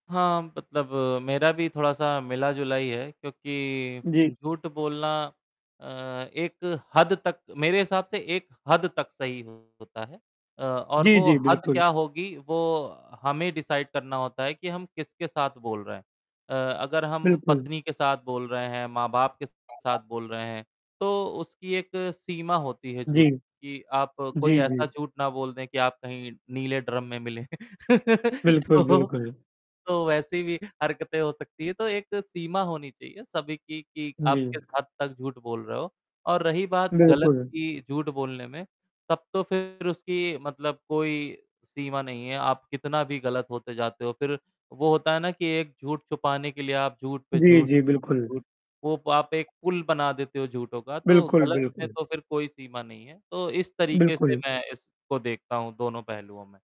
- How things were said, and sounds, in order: mechanical hum; distorted speech; in English: "डिसाइड"; tapping; laugh; laughing while speaking: "तो"; static
- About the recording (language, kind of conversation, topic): Hindi, unstructured, आपके हिसाब से झूठ बोलना कितना सही या गलत है?